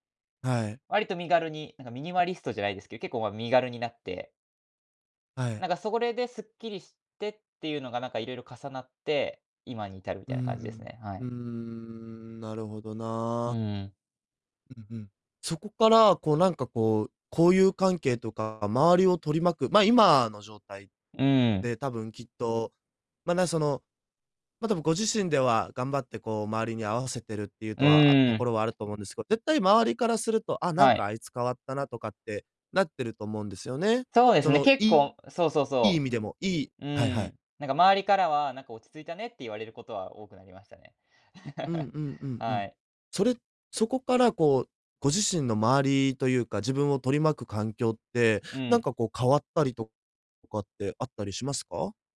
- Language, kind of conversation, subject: Japanese, advice, SNSで見せる自分と実生活のギャップに疲れているのはなぜですか？
- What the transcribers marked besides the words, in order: other background noise; laugh